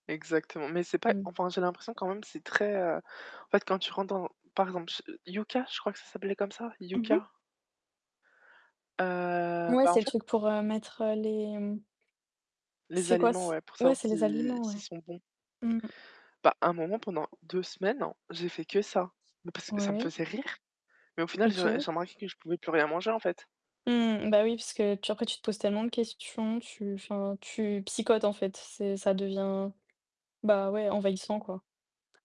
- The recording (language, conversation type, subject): French, unstructured, Comment les applications mobiles influencent-elles vos habitudes ?
- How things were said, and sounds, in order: static; other background noise; distorted speech; tapping